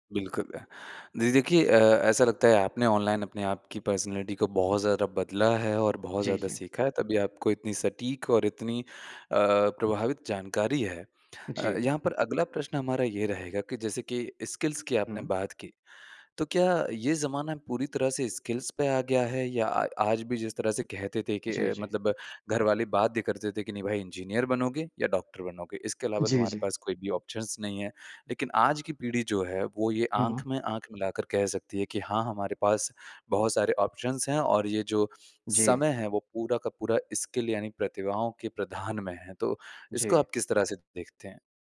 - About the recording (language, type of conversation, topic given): Hindi, podcast, ऑनलाइन सीखने से आपकी पढ़ाई या कौशल में क्या बदलाव आया है?
- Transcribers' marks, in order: in English: "पर्सनैलिटी"; in English: "स्किल्स"; in English: "स्किल्स"; in English: "ऑप्शंस"; in English: "ऑप्शंस"; in English: "स्किल"